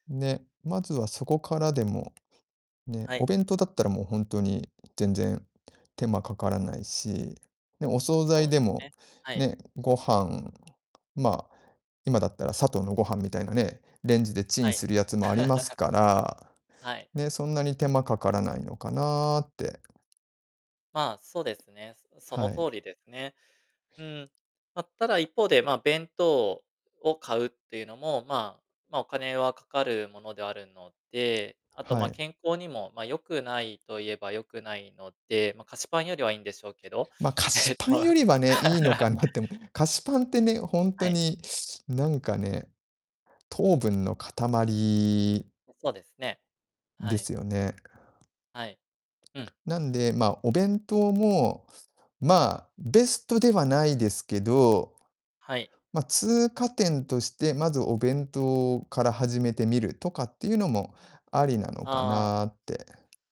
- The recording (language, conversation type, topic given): Japanese, advice, 浪費癖をやめたいのに、意志が続かないのはどうすれば改善できますか？
- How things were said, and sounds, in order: distorted speech; laugh; tapping; laughing while speaking: "えっと、ま"; laugh